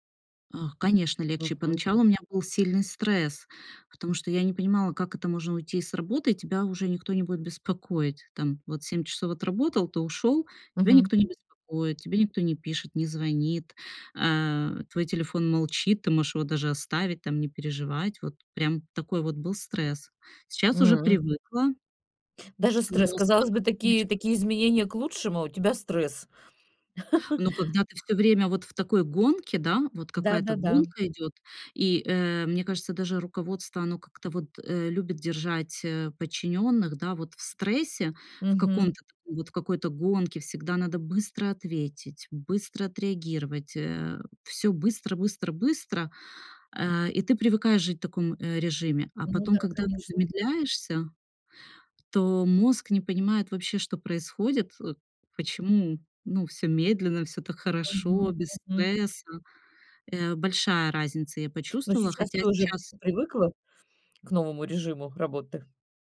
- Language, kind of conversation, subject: Russian, podcast, Как вы выстраиваете границы между работой и отдыхом?
- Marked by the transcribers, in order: other background noise; tapping; laugh